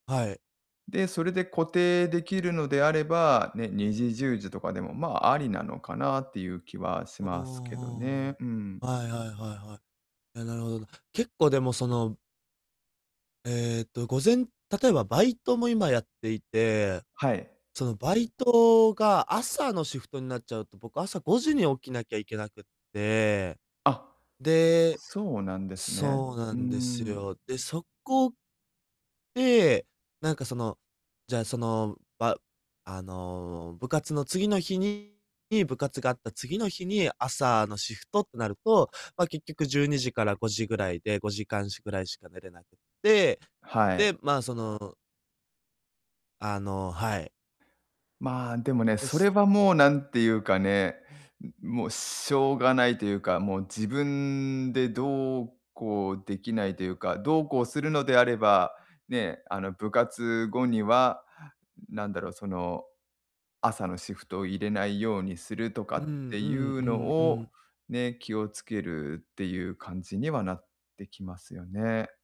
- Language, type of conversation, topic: Japanese, advice, 睡眠リズムが不規則でいつも疲れているのですが、どうすれば改善できますか？
- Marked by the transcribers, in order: other background noise; distorted speech; tapping